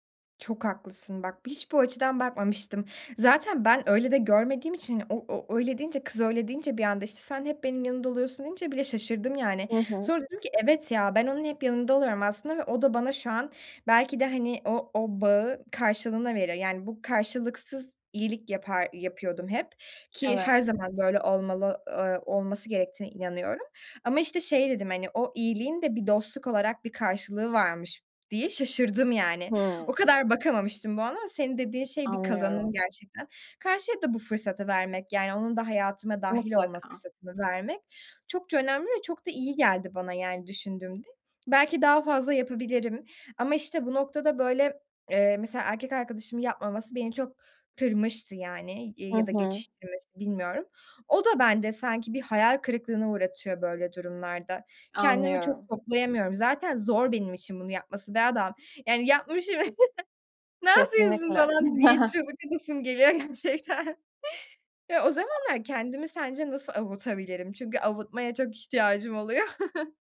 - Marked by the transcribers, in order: tapping; other background noise; chuckle; laughing while speaking: "gerçekten"; other noise; chuckle
- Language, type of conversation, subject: Turkish, advice, İş yerinde ve evde ihtiyaçlarımı nasıl açık, net ve nazikçe ifade edebilirim?